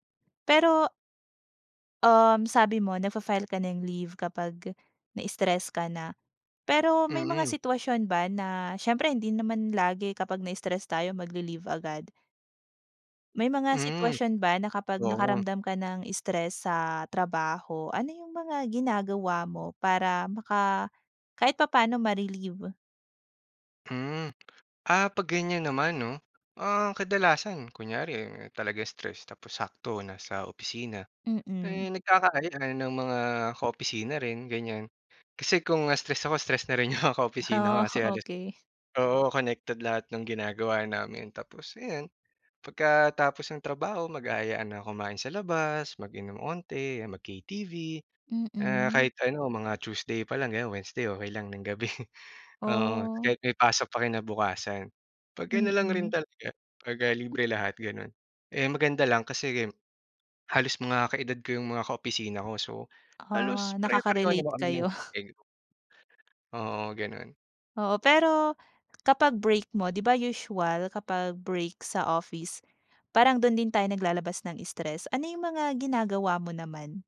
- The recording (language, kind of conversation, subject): Filipino, podcast, Paano mo pinamamahalaan ang stress sa trabaho?
- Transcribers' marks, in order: tapping; laughing while speaking: "'yong mga"; other background noise; laughing while speaking: "gabi"